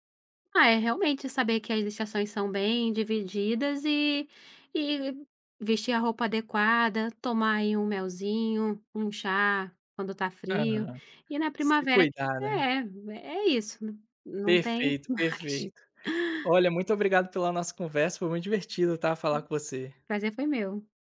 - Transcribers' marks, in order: laughing while speaking: "mais"; other noise
- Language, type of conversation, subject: Portuguese, podcast, Como as mudanças sazonais influenciam nossa saúde?